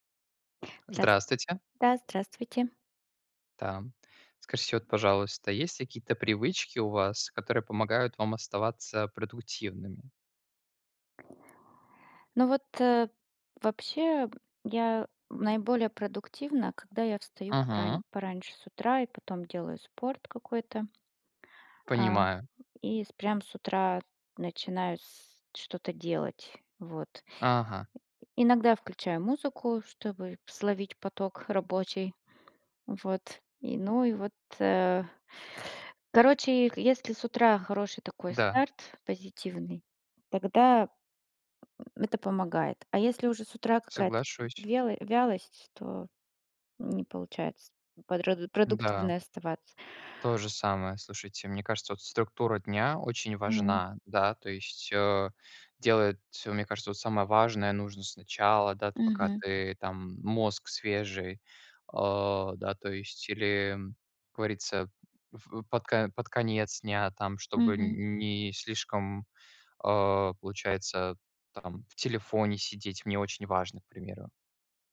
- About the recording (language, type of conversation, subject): Russian, unstructured, Какие привычки помогают тебе оставаться продуктивным?
- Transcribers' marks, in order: tapping; other background noise